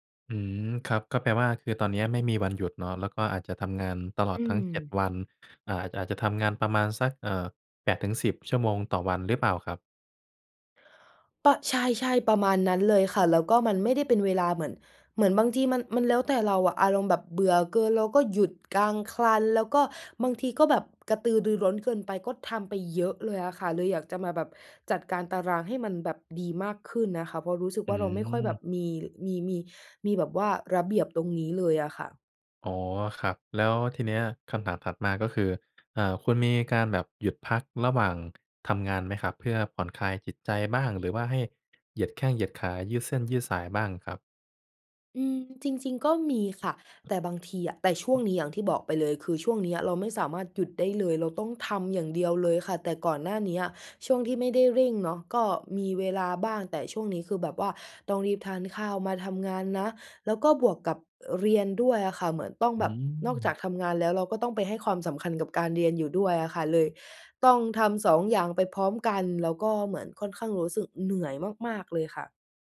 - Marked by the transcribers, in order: "งคัน" said as "คลัน"; other background noise; other noise
- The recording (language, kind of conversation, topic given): Thai, advice, คุณรู้สึกหมดไฟและเหนื่อยล้าจากการทำงานต่อเนื่องมานาน ควรทำอย่างไรดี?